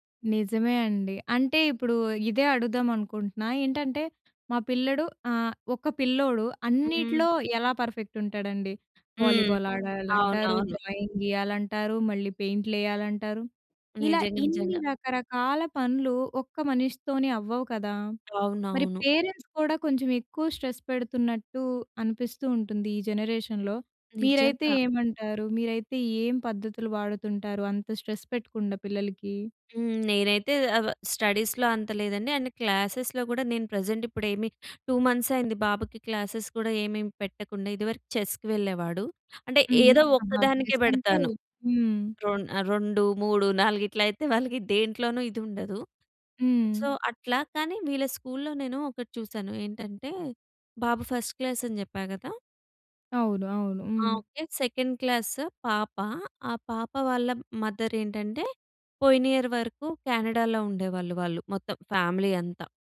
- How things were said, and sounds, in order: in English: "పర్ఫెక్ట్"; in English: "వాలీబాల్"; in English: "డ్రాయింగ్"; in English: "పేరెంట్స్"; other background noise; in English: "స్ట్రెస్"; in English: "జనరేషన్‌లో"; in English: "స్ట్రెస్"; in English: "స్టడీస్‌లో"; in English: "అండ్ క్లాసెస్‌లో"; in English: "ప్రెజెంట్"; in English: "టూ మంత్స్"; in English: "క్లాసెస్"; in English: "చెస్‌కి"; in English: "చెస్"; in English: "సో"; in English: "స్కూల్‌లో"; in English: "ఫస్ట్ క్లాస్"; in English: "సెకండ్ క్లాస్"; in English: "మదర్"; in English: "ఇయర్"; in English: "ఫ్యామిలీ"
- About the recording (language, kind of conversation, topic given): Telugu, podcast, స్కూల్‌లో మానసిక ఆరోగ్యానికి ఎంత ప్రాధాన్యం ఇస్తారు?